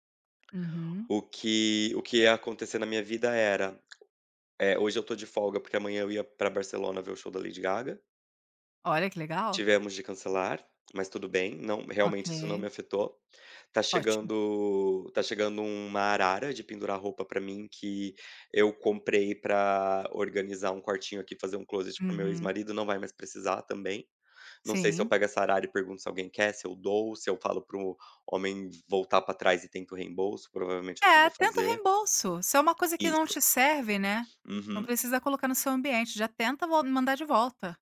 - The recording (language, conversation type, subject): Portuguese, advice, Como você descreveria sua crise de identidade na meia-idade?
- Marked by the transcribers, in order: none